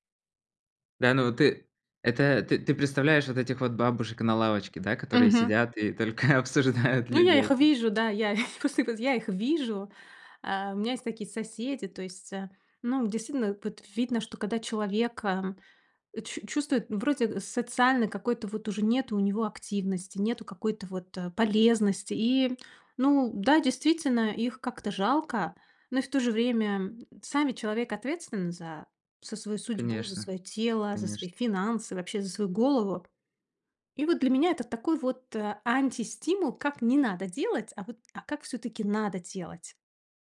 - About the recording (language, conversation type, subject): Russian, advice, Как мне справиться с неопределённостью в быстро меняющемся мире?
- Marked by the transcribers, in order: laughing while speaking: "обсуждают людей"; unintelligible speech